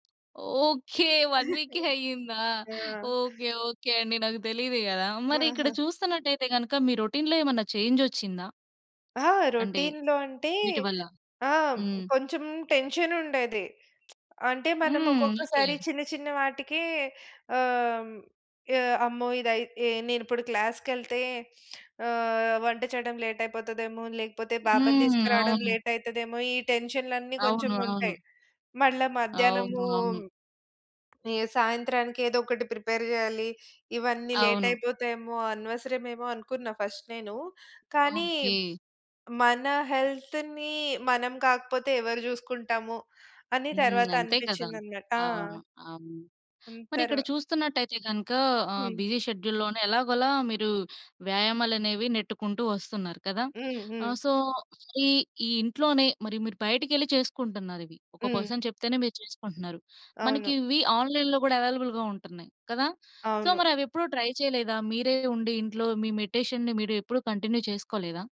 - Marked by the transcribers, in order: in English: "వన్"; tapping; chuckle; other background noise; in English: "రొటీన్‌లో"; in English: "రొటీన్‌లో"; in English: "టెన్షన్"; lip smack; in English: "లేట్"; in English: "లేట్"; in English: "ప్రిపేర్"; in English: "లేట్"; in English: "ఫస్ట్"; in English: "హెల్త్‌ని"; in English: "బిజీ షెడ్యూల్"; in English: "సో"; in English: "పర్సన్"; in English: "ఆన్‌లైన్‌లో"; in English: "అవైలబుల్‌గా"; in English: "సో"; in English: "ట్రై"; in English: "మెడిటేషన్‌ని"; in English: "కంటిన్యూ"
- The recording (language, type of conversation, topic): Telugu, podcast, మీ రోజువారీ దినచర్యలో ధ్యానం లేదా శ్వాసాభ్యాసం ఎప్పుడు, ఎలా చోటు చేసుకుంటాయి?